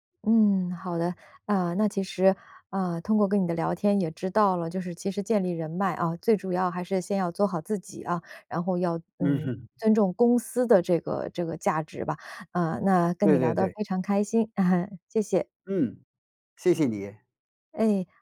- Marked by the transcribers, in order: chuckle
- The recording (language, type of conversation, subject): Chinese, podcast, 转行后怎样重新建立职业人脉？